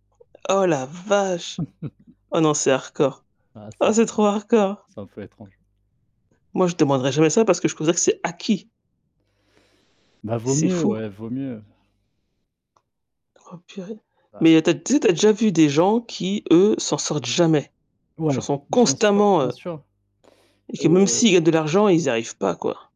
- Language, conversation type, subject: French, unstructured, As-tu déjà eu peur de ne pas pouvoir payer tes factures ?
- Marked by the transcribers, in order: other background noise; mechanical hum; chuckle; in English: "hardcore"; distorted speech; in English: "hardcore"; stressed: "acquis"; stressed: "jamais"; tapping; stressed: "constamment"